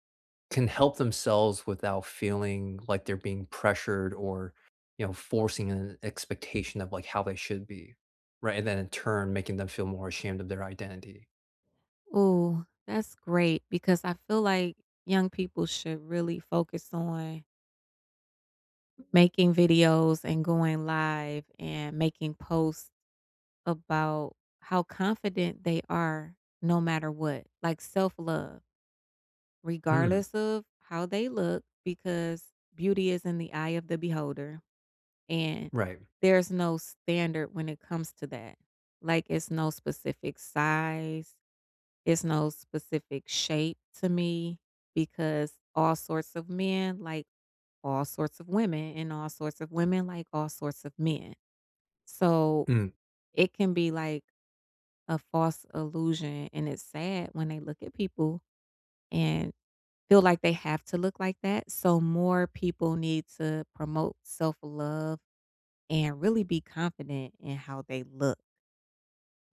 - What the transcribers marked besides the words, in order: none
- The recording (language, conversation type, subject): English, unstructured, Why do I feel ashamed of my identity and what helps?